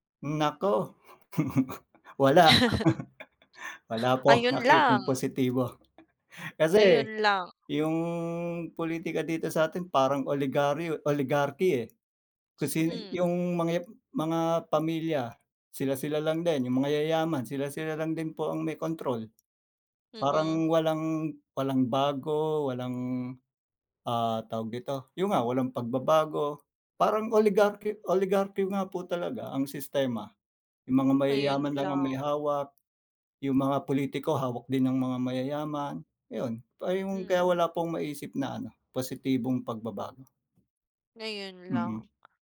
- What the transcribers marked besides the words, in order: tapping; chuckle; other background noise
- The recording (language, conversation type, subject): Filipino, unstructured, Paano mo gustong magbago ang pulitika sa Pilipinas?
- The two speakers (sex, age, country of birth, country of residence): female, 25-29, Philippines, Philippines; male, 40-44, Philippines, Philippines